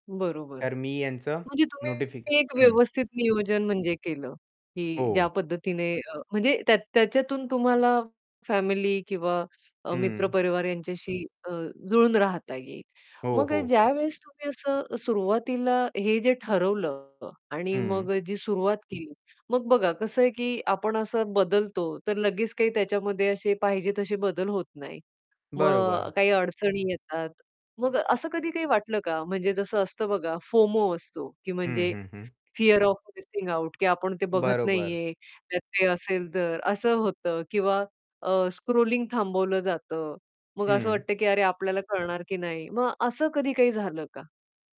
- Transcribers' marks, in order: distorted speech; static; in English: "फोमो"; other background noise; in English: "फिअर ऑफ मिसिंग आउट"; tapping; in English: "स्क्रॉलिंग"
- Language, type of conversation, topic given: Marathi, podcast, मोबाईल बाजूला ठेवून विश्रांती घेताना कोणते बदल जाणवतात?